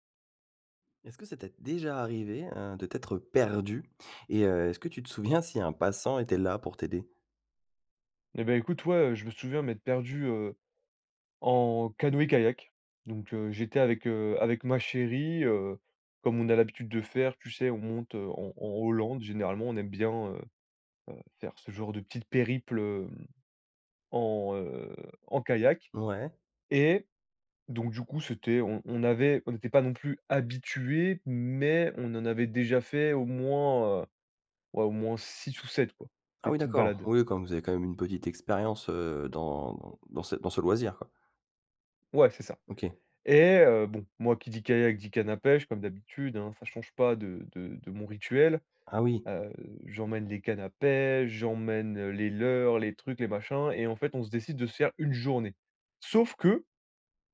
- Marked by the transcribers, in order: stressed: "perdu"; other background noise; laughing while speaking: "souviens"; stressed: "habitués, mais"; drawn out: "pêche"; stressed: "Sauf que"
- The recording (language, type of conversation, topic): French, podcast, As-tu déjà été perdu et un passant t’a aidé ?